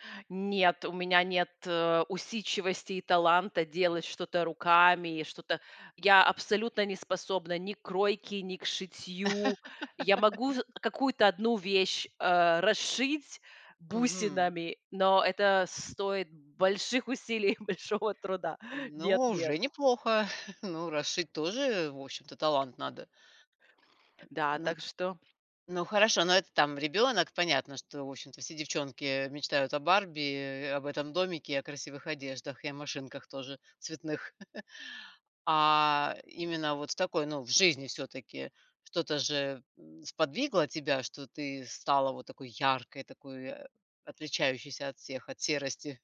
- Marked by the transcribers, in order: laugh; laughing while speaking: "большого труда"; chuckle; chuckle; stressed: "яркой"
- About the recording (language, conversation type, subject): Russian, podcast, Когда стиль помог тебе почувствовать себя увереннее?